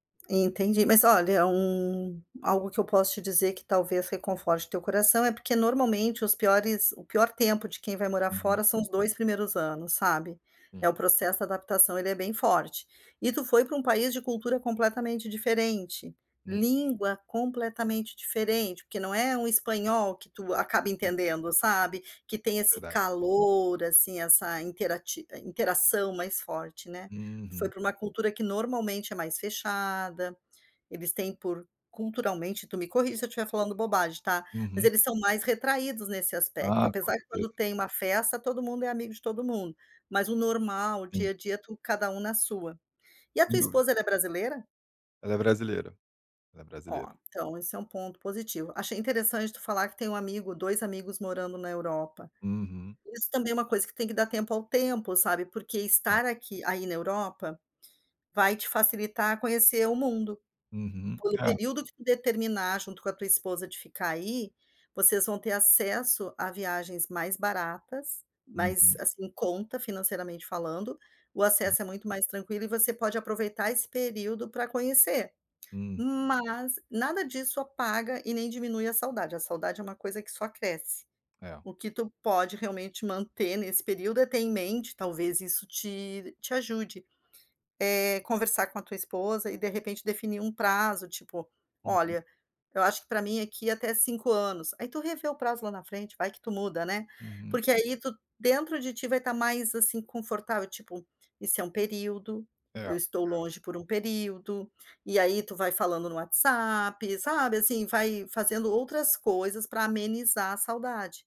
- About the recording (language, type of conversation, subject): Portuguese, advice, Como lidar com a saudade intensa de família e amigos depois de se mudar de cidade ou de país?
- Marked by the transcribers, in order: other background noise; tapping